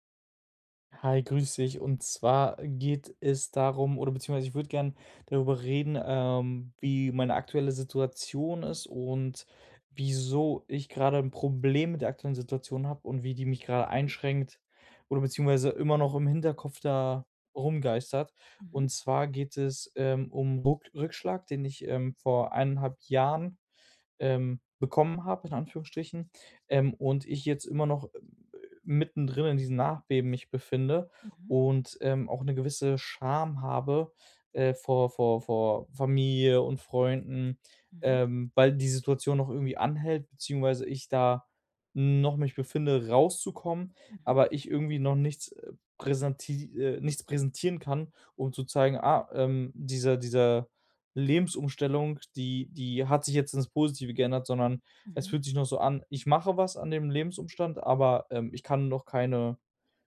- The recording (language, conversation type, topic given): German, advice, Wie kann ich mit Rückschlägen umgehen und meinen Ruf schützen?
- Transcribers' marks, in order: other background noise